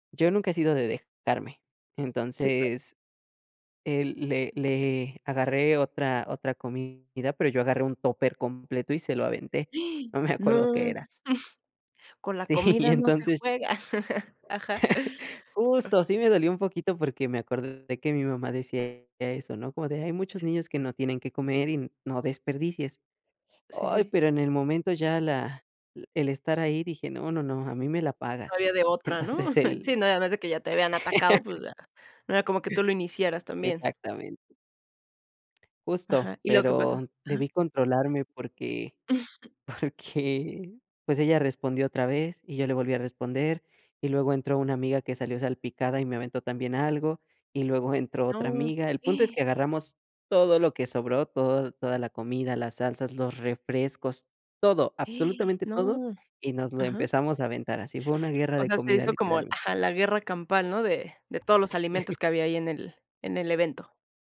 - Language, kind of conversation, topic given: Spanish, podcast, ¿Cómo fue tu experiencia más memorable en la escuela?
- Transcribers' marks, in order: gasp; chuckle; laughing while speaking: "Sí, y entonces"; other background noise; chuckle; chuckle; laughing while speaking: "Entonces el"; laugh; other noise; laughing while speaking: "porque"; chuckle; gasp; stressed: "todo"; gasp; chuckle